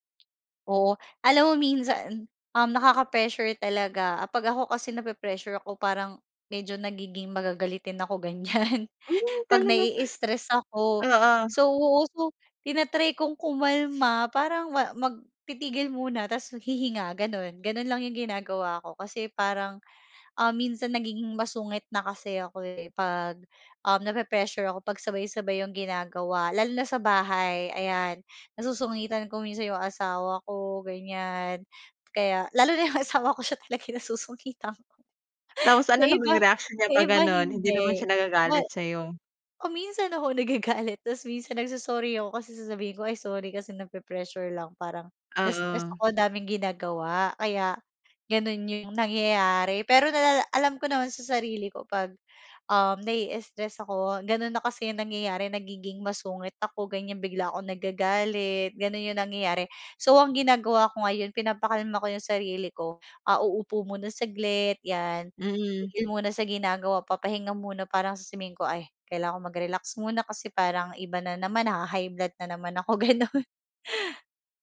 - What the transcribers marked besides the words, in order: other background noise
- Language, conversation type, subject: Filipino, podcast, Paano mo nababalanse ang trabaho at mga gawain sa bahay kapag pareho kang abala sa dalawa?
- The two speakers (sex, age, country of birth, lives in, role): female, 25-29, Philippines, Philippines, host; female, 35-39, Philippines, Philippines, guest